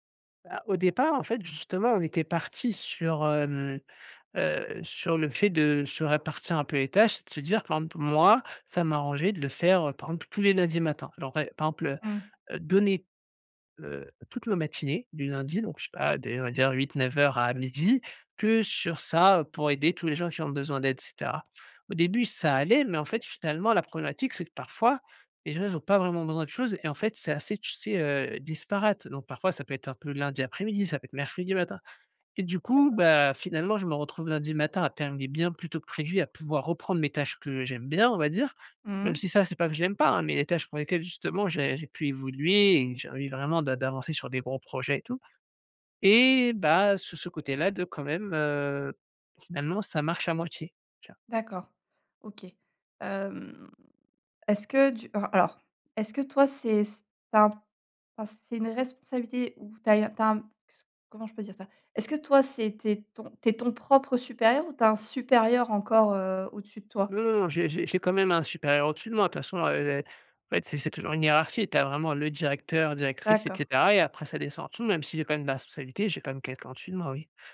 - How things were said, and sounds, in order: stressed: "et bah"
- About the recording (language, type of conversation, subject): French, advice, Comment décrirais-tu ton environnement de travail désordonné, et en quoi nuit-il à ta concentration profonde ?